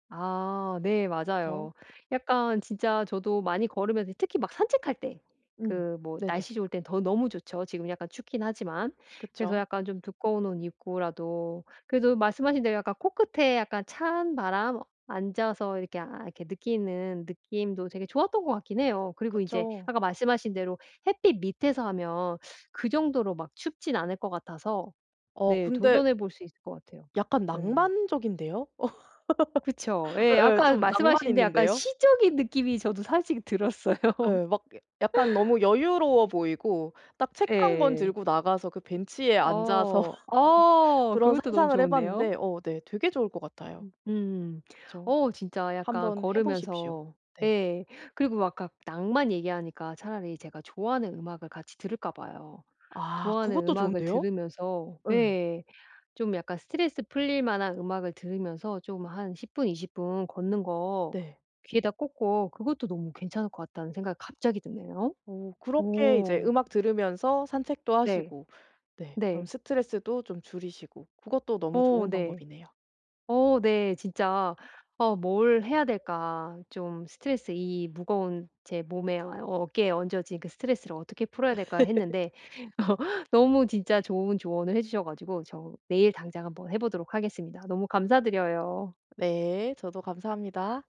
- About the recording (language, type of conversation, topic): Korean, advice, 간단하게 할 수 있는 스트레스 해소 운동에는 어떤 것들이 있나요?
- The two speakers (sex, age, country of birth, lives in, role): female, 30-34, South Korea, South Korea, advisor; female, 45-49, South Korea, United States, user
- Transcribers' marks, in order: other background noise; laugh; laughing while speaking: "들었어요"; laugh; tapping; laughing while speaking: "어"; laugh